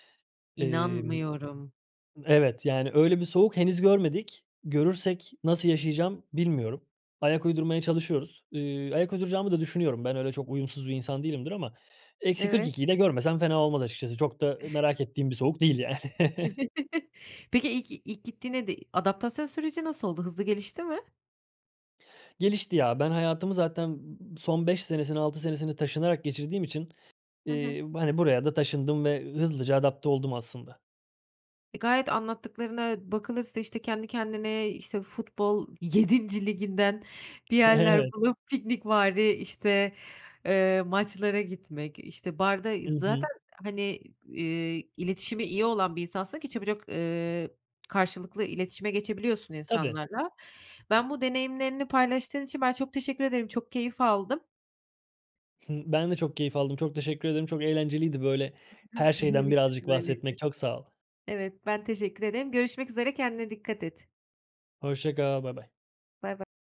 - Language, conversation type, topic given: Turkish, podcast, Küçük adımlarla sosyal hayatımızı nasıl canlandırabiliriz?
- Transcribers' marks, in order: other background noise; other noise; laughing while speaking: "yani"; chuckle; laughing while speaking: "Evet"; unintelligible speech